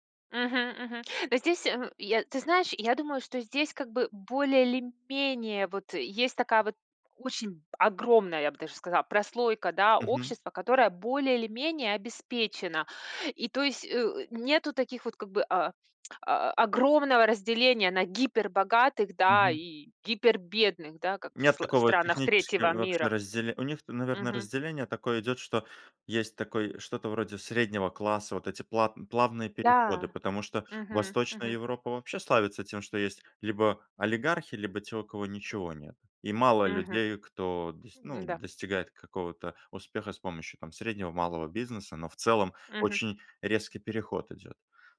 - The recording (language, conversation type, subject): Russian, podcast, Как вы решаете, чему отдавать приоритет в жизни?
- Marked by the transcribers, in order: none